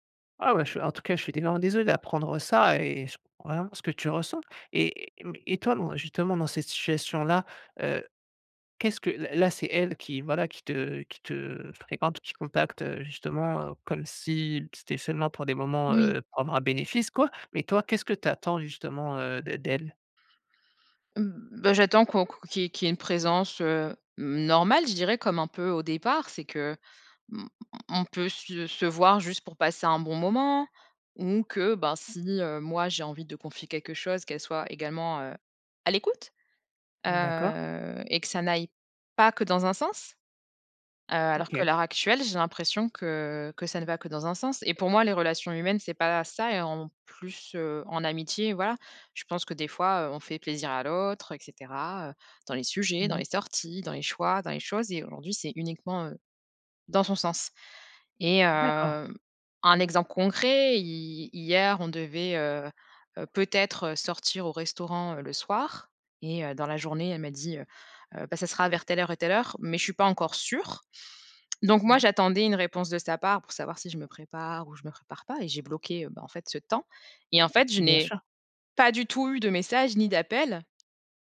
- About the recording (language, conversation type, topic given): French, advice, Comment te sens-tu quand un ami ne te contacte que pour en retirer des avantages ?
- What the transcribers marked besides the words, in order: unintelligible speech; stressed: "à l'écoute"; drawn out: "Heu"; stressed: "peut-être"